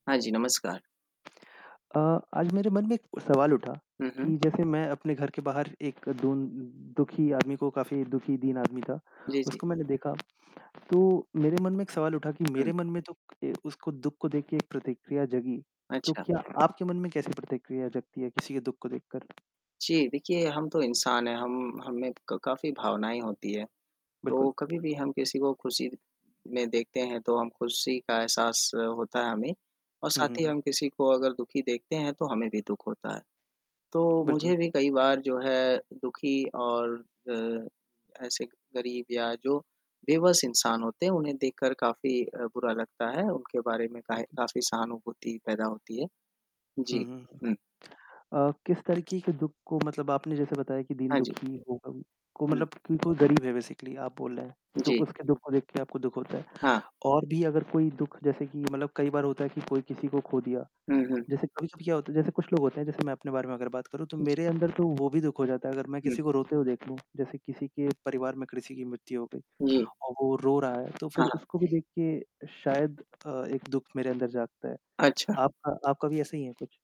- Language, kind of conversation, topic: Hindi, unstructured, किसी के दुख को देखकर आपकी क्या प्रतिक्रिया होती है?
- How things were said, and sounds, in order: static; distorted speech; "दीन-दुखी" said as "दून-दुखी"; tapping; in English: "बेसिकली"